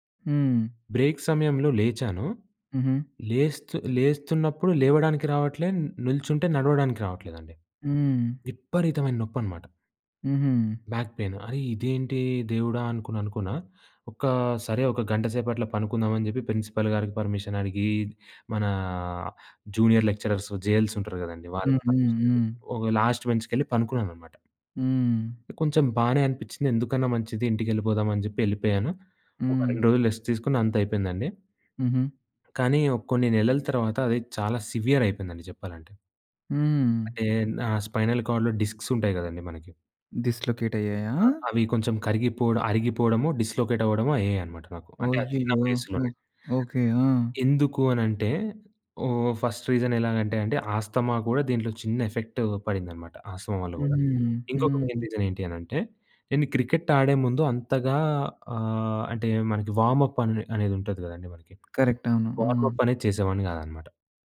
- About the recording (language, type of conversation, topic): Telugu, podcast, కుటుంబం, స్నేహితుల అభిప్రాయాలు మీ నిర్ణయాన్ని ఎలా ప్రభావితం చేస్తాయి?
- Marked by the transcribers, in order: in English: "బ్రేక్"; in English: "బాక్ పెయిన్"; in English: "ప్రిన్సిపల్"; in English: "పర్మిషన్"; in English: "జూనియర్ లెక్చరర్స్ జెఎల్స్"; in English: "పర్మిషన్"; in English: "లాస్ట్ బెంచ్‌కి"; in English: "రెస్ట్"; in English: "సివియర్"; in English: "స్పైనల్ కార్డ్‌లో డిస్క్స్"; in English: "డిస్‌లొకేట్"; in English: "డిస్‌లొకేట్"; other background noise; in English: "ఫస్ట్ రీజన్"; in English: "ఆస్తమా"; in English: "ఆస్తమా"; in English: "మెయిన్ రీజన్"; in English: "వార్మ్‌అప్"; in English: "వార్మ్‌అప్"; tapping; in English: "కరెక్ట్"